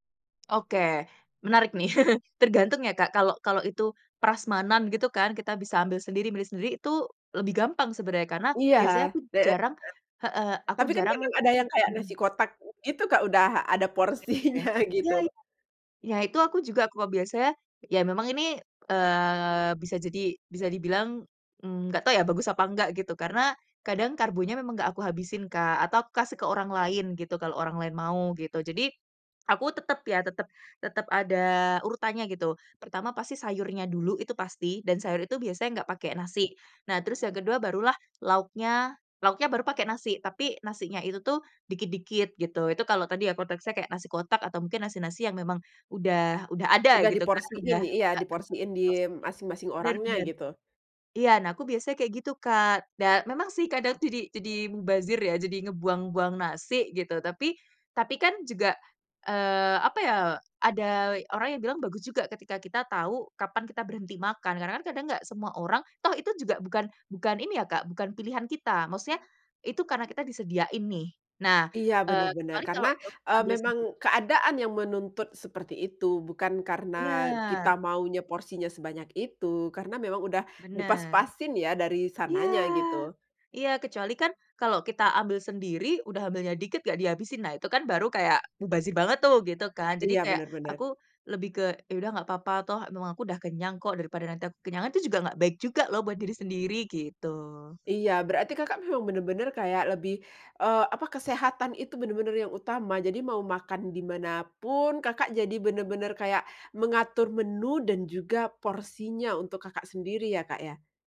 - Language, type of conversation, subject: Indonesian, podcast, Bagaimana kamu mengatur pola makan saat makan di luar?
- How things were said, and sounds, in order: tapping; chuckle; other background noise; unintelligible speech; laughing while speaking: "porsinya"; unintelligible speech